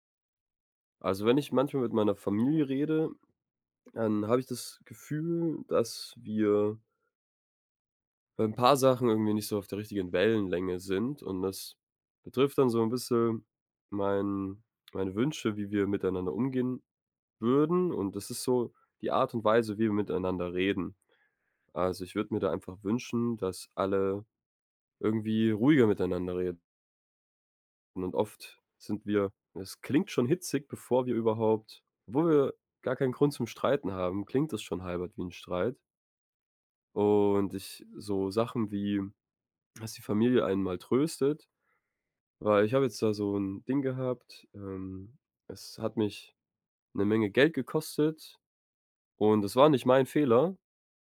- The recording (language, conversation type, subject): German, advice, Wie finden wir heraus, ob unsere emotionalen Bedürfnisse und Kommunikationsstile zueinander passen?
- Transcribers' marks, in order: none